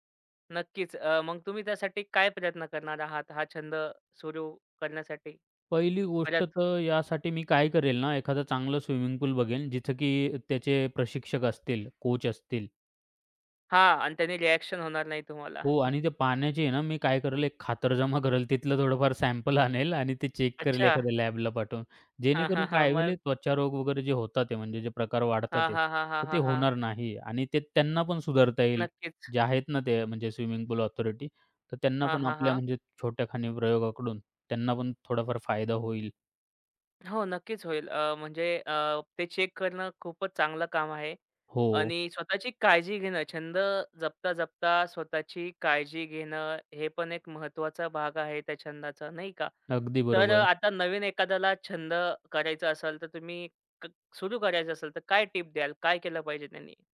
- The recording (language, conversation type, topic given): Marathi, podcast, एखादा छंद तुम्ही कसा सुरू केला, ते सांगाल का?
- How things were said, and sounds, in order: in English: "रिअ‍ॅक्शन"; chuckle; laughing while speaking: "तिथलं थोडंफार सॅम्पल आणेल आणि ते चेक करेल"; in English: "लॅबला"; other background noise